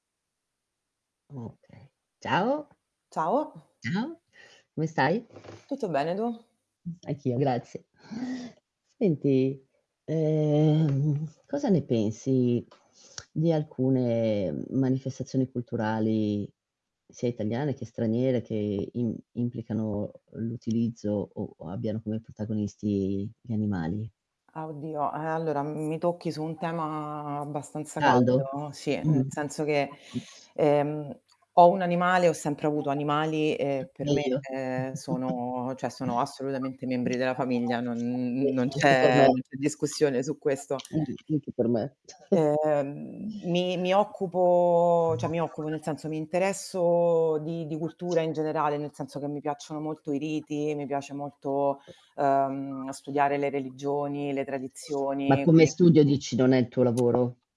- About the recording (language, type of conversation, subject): Italian, unstructured, Cosa pensi delle pratiche culturali che coinvolgono animali?
- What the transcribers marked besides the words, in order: background speech; static; other background noise; tapping; drawn out: "ehm"; distorted speech; chuckle; chuckle; "cioè" said as "ceh"